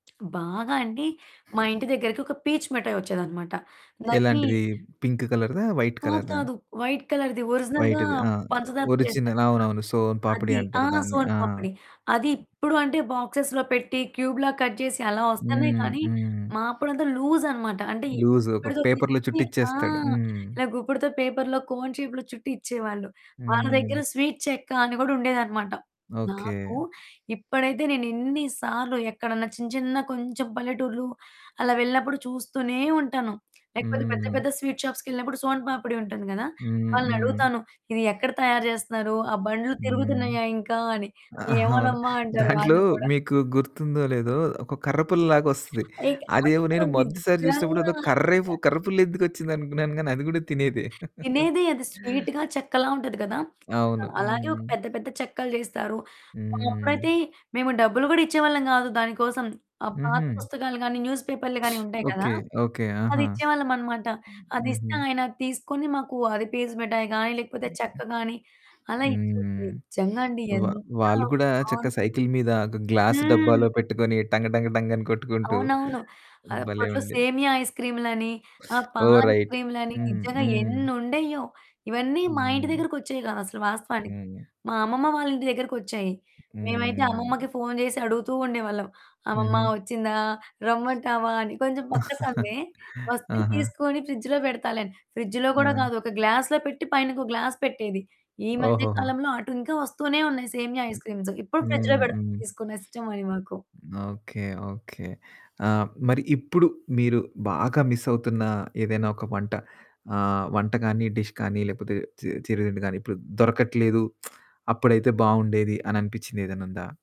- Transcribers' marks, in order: tapping; other background noise; in English: "పింక్ కలర్‌దా? వైట్ కలర్‌దా?"; in English: "వైట్ కలర్‌ది ఒరిజినల్‌గా"; in English: "వైట్‌ది"; in English: "ఒరిజినల్"; distorted speech; in English: "బాక్స్‌లో"; in English: "క్యూబ్‌లాగా కట్"; in English: "లూజ్"; in English: "లూజ్"; in English: "పేపర్‌లో"; in English: "పేపర్‌లో కోన్ షేప్‌లో"; in English: "స్వీట్"; in English: "స్వీట్ షాప్స్‌కెళ్ళినప్పుడు"; giggle; unintelligible speech; chuckle; teeth sucking; in English: "న్యూస్"; in English: "గ్లాస్"; teeth sucking; in English: "రైట్"; in English: "ఫ్రిడ్జ్‌లో"; chuckle; in English: "ఫ్రిడ్జ్‌లో"; in English: "గ్లాస్‌లో"; in English: "గ్లాస్"; in English: "ఐస్‌క్రీమ్స్"; in English: "ఫ్రిడ్జ్‌లో"; in English: "డిష్"; lip smack
- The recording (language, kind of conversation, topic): Telugu, podcast, మీ చిన్నప్పటి ఇష్టమైన వంటకం గురించి చెప్పగలరా?